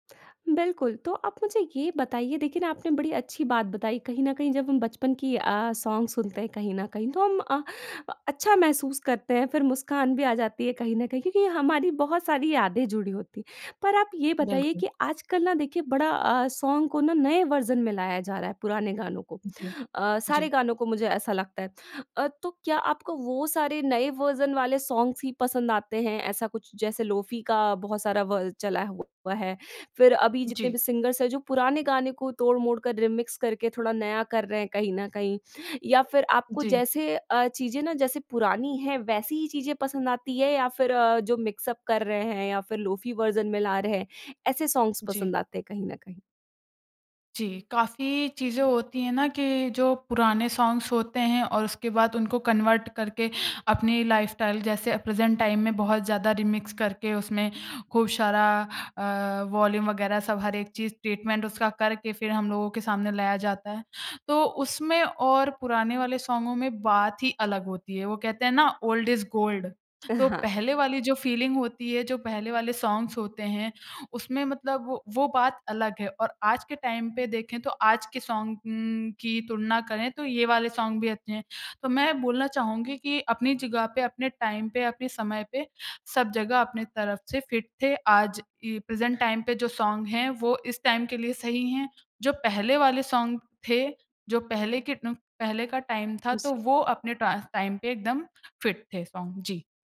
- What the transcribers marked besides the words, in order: lip smack; in English: "सॉन्ग"; in English: "सॉन्ग"; in English: "वर्ज़न"; in English: "वर्ज़न"; in English: "सॉन्गस"; in English: "लोफ़ी"; in English: "सिंगर्स"; in English: "रिमिक्स"; in English: "मिक्सअप"; in English: "लोफ़ी वर्ज़न"; in English: "सॉन्ग्स"; in English: "सॉन्ग्स"; in English: "कन्वर्ट"; in English: "लाइफस्टाइल"; in English: "प्रेजेंट टाइम"; in English: "रिमिक्स"; "सारा" said as "शारा"; in English: "वॉल्यूम"; in English: "ट्रीटमेंट"; in English: "सॉन्गों"; in English: "ओल्ड इज़ गोल्ड"; in English: "फीलिंग"; in English: "सॉन्ग्स"; in English: "टाइम"; in English: "सॉन्ग्स"; in English: "सॉन्ग"; in English: "टाइम"; in English: "फिट"; in English: "प्रेजेंट टाइम"; in English: "सॉन्ग"; in English: "टाइम"; in English: "सॉन्ग"; in English: "टाइम"; in English: "टाइम"; in English: "फिट"; in English: "सॉन्ग"
- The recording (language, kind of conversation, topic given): Hindi, podcast, तुम्हारे लिए कौन सा गाना बचपन की याद दिलाता है?